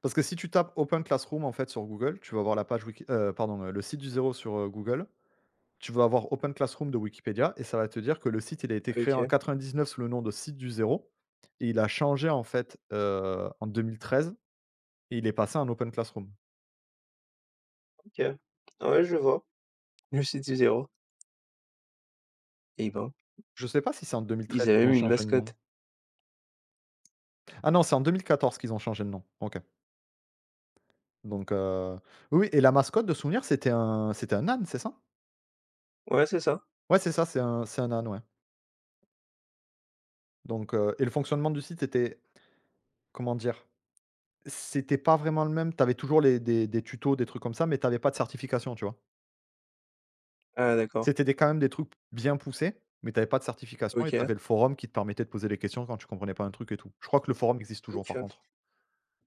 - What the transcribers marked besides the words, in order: tapping; other noise
- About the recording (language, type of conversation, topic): French, unstructured, Comment la technologie change-t-elle notre façon d’apprendre aujourd’hui ?